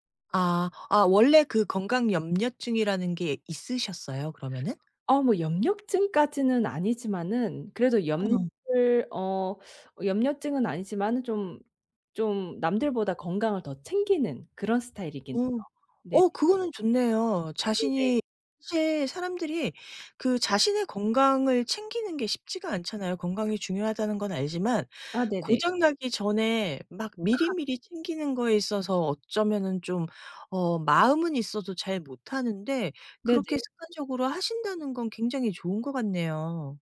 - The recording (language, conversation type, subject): Korean, advice, 건강 문제 진단 후 생활습관을 어떻게 바꾸고 계시며, 앞으로 어떤 점이 가장 불안하신가요?
- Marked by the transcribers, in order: other background noise